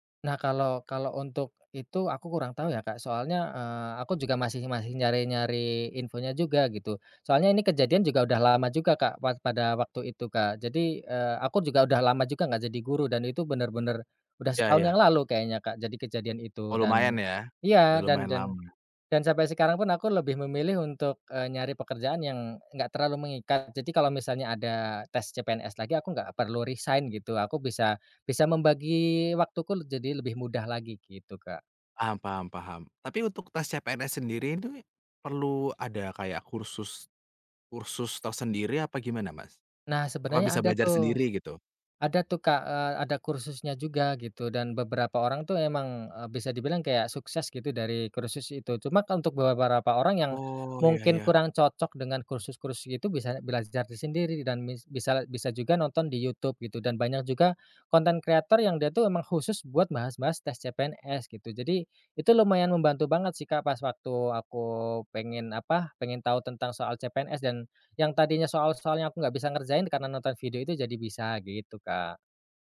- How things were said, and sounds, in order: "ini" said as "intui"; "Cuma" said as "cumak"; "beberapa" said as "beraparapa"; in English: "content creator"
- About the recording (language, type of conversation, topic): Indonesian, podcast, Pernah nggak kamu mengikuti kata hati saat memilih jalan hidup, dan kenapa?